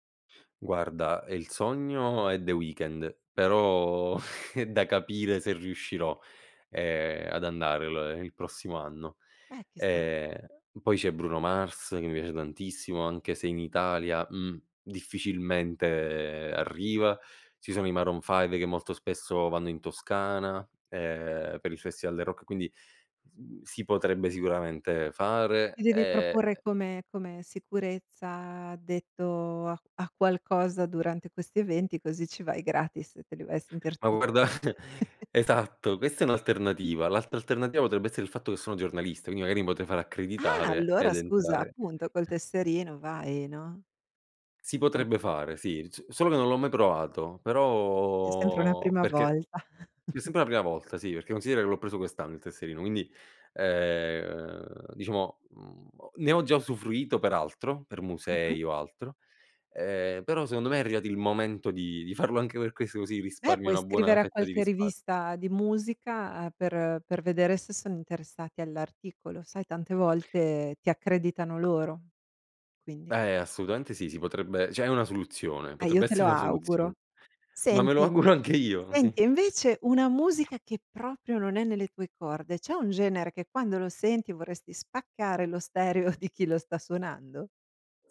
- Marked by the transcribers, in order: laughing while speaking: "è"; laughing while speaking: "guarda"; giggle; chuckle; drawn out: "però"; chuckle; drawn out: "ehm"; other background noise; "arrivato" said as "arriato"; tapping; "assolutamente" said as "assutamente"; "cioè" said as "ceh"; laughing while speaking: "essere"; laughing while speaking: "anche"; "proprio" said as "propio"; laughing while speaking: "di"
- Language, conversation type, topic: Italian, podcast, Come la musica ti aiuta ad affrontare i momenti difficili?